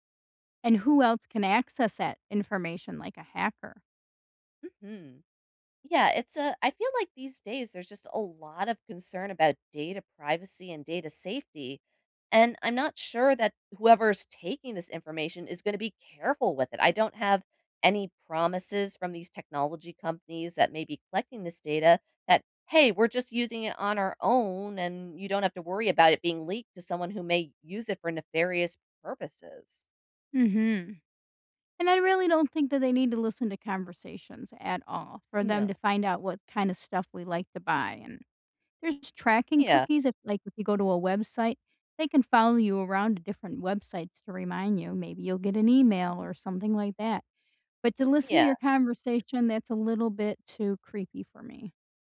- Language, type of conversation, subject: English, unstructured, Should I be worried about companies selling my data to advertisers?
- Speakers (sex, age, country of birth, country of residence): female, 40-44, United States, United States; female, 60-64, United States, United States
- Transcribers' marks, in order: other background noise